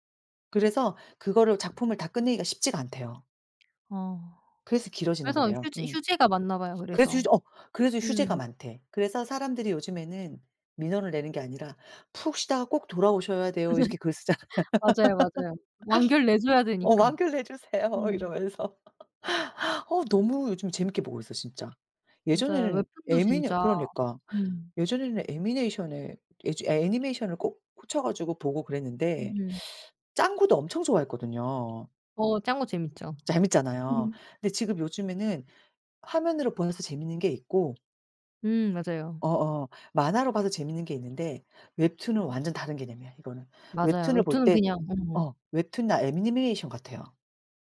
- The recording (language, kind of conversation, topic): Korean, unstructured, 어렸을 때 가장 좋아했던 만화나 애니메이션은 무엇인가요?
- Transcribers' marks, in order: other background noise; laugh; laugh; laugh; teeth sucking; laugh